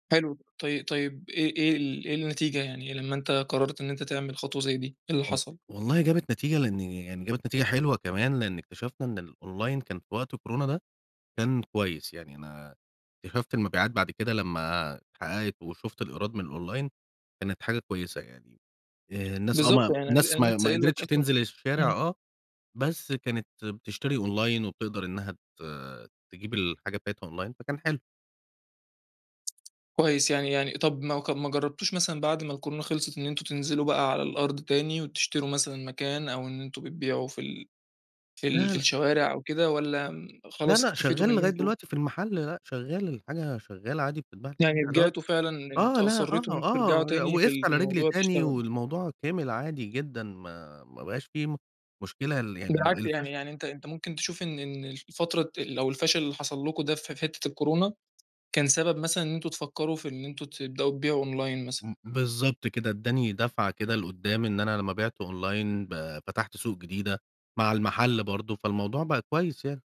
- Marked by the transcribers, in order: in English: "الأونلاين"; in English: "الأونلاين"; tapping; in English: "أونلاين"; in English: "أونلاين"; unintelligible speech; in English: "أونلاين"; other background noise; in English: "أونلاين"
- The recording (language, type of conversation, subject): Arabic, podcast, إزاي بتتعامل مع الفشل لما يحصل؟